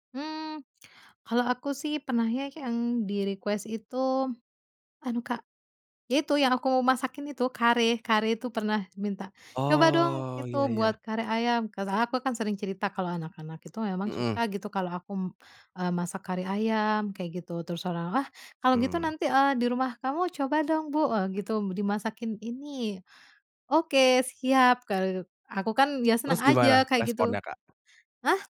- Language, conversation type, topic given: Indonesian, podcast, Bagaimana cara menyiasati tamu yang punya pantangan makanan agar tidak terjadi salah paham?
- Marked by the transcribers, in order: in English: "request"; tapping